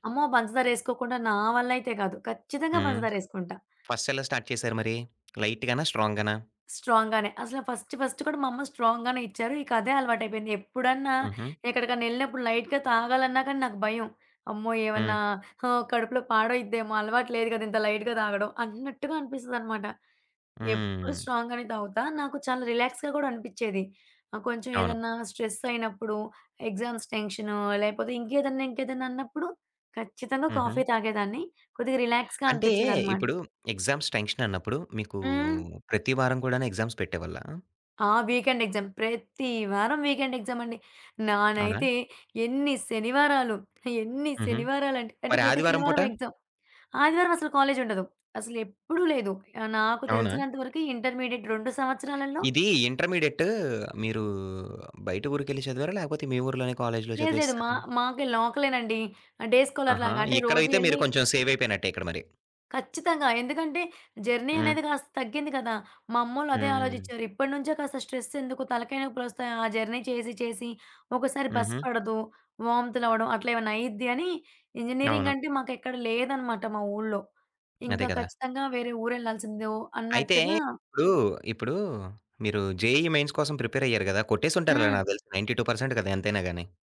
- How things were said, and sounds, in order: other background noise; in English: "ఫస్ట్"; in English: "స్టార్ట్"; tapping; in English: "లైట్"; in English: "స్ట్రాంగ్"; in English: "స్ట్రాంగ్"; in English: "ఫస్ట్ ఫస్ట్"; in English: "స్ట్రాంగ్"; in English: "లైట్‌గా"; in English: "లైట్‌గా"; in English: "స్ట్రాంగ్"; in English: "రిలాక్స్‌గా"; in English: "స్ట్రెస్"; in English: "ఎగ్జామ్స్"; in English: "రిలాక్స్‌గా"; in English: "ఎగ్జామ్స్ టెన్షన్"; in English: "ఎగ్జామ్స్"; in English: "వీకెండ్ ఎగ్జామ్"; in English: "వీకెండ్ ఎగ్జామ్"; in English: "ఎగ్జామ్"; in English: "ఇంటర్మీడియేట్"; in English: "ఇంటర్మీడియట్"; in English: "డే స్కాలర్స్‌లాగా"; in English: "జర్నీ"; in English: "జర్నీ"; in English: "ఇంజినీరింగ్"; in English: "జేఈఈ మెయిన్స్"; in English: "ప్రిపేర్"; in English: "నైంటీ టూ పర్సెంట్"
- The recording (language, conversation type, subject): Telugu, podcast, బర్నౌట్ వచ్చినప్పుడు మీరు ఏమి చేశారు?